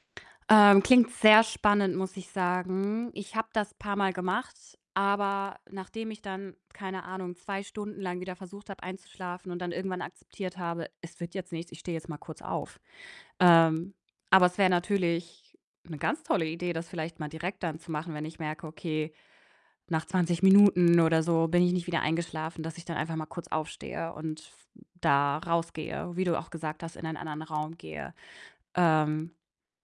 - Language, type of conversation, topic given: German, advice, Wie kann ich mich abends vor dem Einschlafen besser entspannen?
- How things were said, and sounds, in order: distorted speech